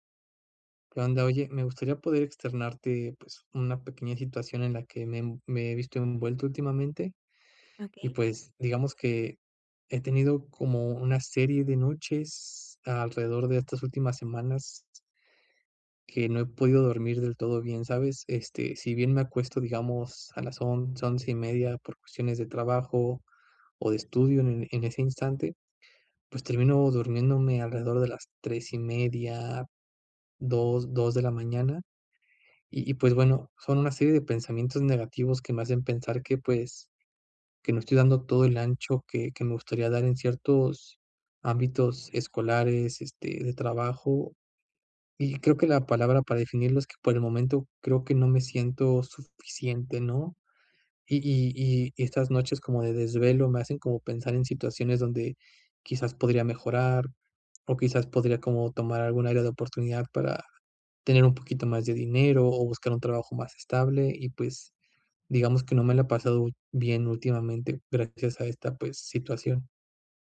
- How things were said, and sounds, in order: none
- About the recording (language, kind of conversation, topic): Spanish, advice, ¿Cómo puedo dejar de rumiar pensamientos negativos que me impiden dormir?